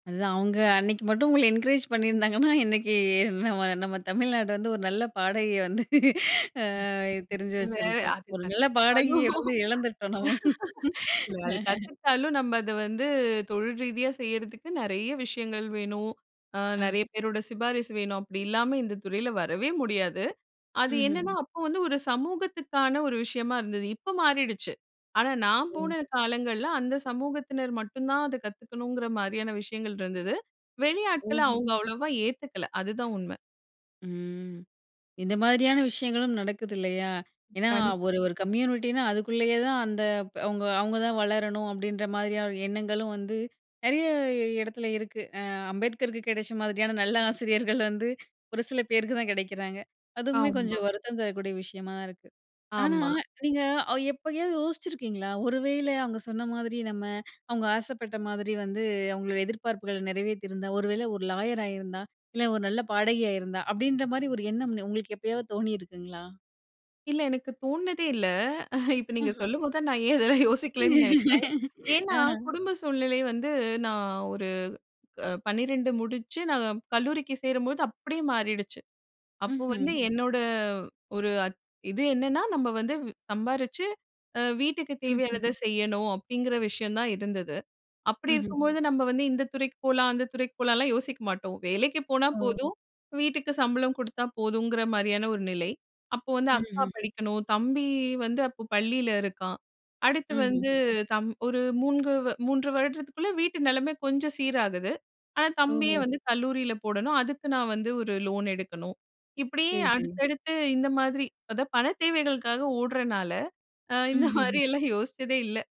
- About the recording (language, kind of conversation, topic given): Tamil, podcast, பெற்றோரின் எதிர்பார்ப்பு உன் மீது என்னவாக இருந்தது?
- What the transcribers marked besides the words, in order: in English: "என்கரேஜ்"; laughing while speaking: "பண்ணியிருந்தாங்கன்னா, இன்னக்கு அ நம்ம நம்ம … ஆ தெரிஞ்சு வச்சிருக்கும்"; laughing while speaking: "ம் வே ஒரு வேளை அது கத்துக்கிட்டாலும், இல்ல அது கத்துக்கிட்டாலும்"; laugh; laughing while speaking: "இழந்துட்டோம் நம்ம"; laugh; laughing while speaking: "நல்ல ஆசிரியர்கள்"; in English: "லாயர்"; chuckle; laughing while speaking: "இப்போ நீங்க சொல்லும்போது தான், நான் ஏன் இதெல்லாம் யோசிக்கலன்னு நெனக்கிறேன்"; laugh; drawn out: "தம்பி"; laughing while speaking: "இந்த மாரியெல்லாம் அ யோசிச்சதே இல்ல"